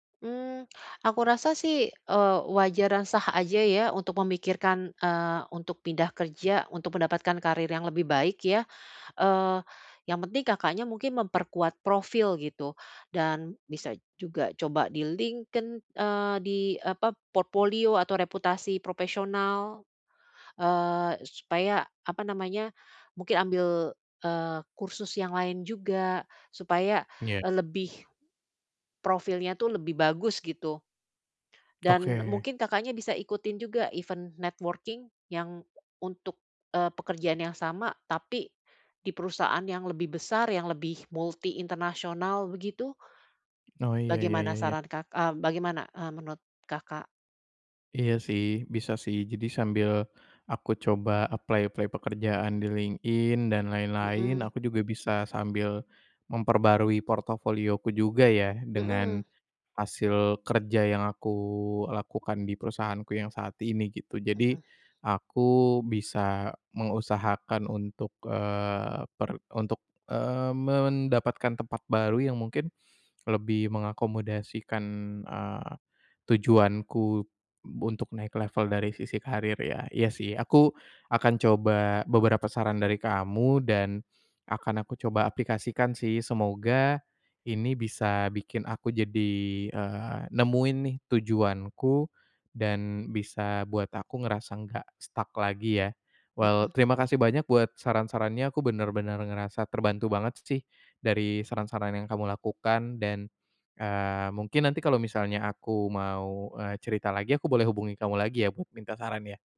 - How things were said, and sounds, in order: "portofolio" said as "portpolio"; in English: "event networking"; in English: "multi international"; in English: "apply-apply"; in English: "stuck"; in English: "Well"
- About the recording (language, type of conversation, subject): Indonesian, advice, Bagaimana saya tahu apakah karier saya sedang mengalami stagnasi?